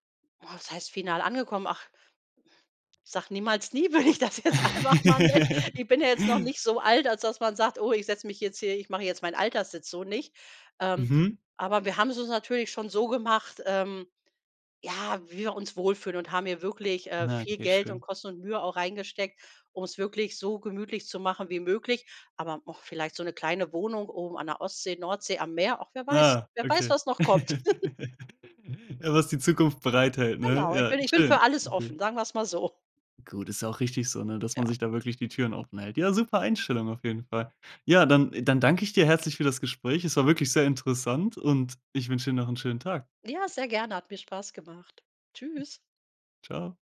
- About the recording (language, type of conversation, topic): German, podcast, Erzähl mal: Wie hast du ein Haus gekauft?
- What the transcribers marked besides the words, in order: other background noise; laughing while speaking: "würde ich das jetzt einfach mal nennen"; laugh; joyful: "ich bin ja jetzt noch nicht so alt als das man sagt"; chuckle; joyful: "Ja was die Zukunft bereithält, ne? Ja, schön"; chuckle; joyful: "super"